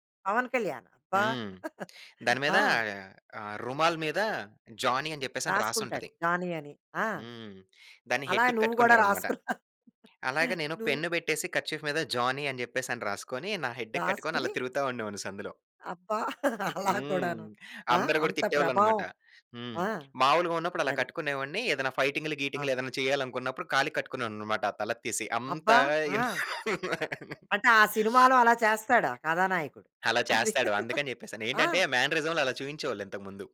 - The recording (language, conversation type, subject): Telugu, podcast, ఏదైనా సినిమా లేదా నటుడు మీ వ్యక్తిగత శైలిపై ప్రభావం చూపించారా?
- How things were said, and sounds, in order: chuckle; in English: "హెడ్‌కి"; in English: "పెన్"; laugh; in English: "కర్చీఫ్"; in English: "హెడ్‌కి"; chuckle; laugh; chuckle; in English: "మ్యానరిజం‌లో"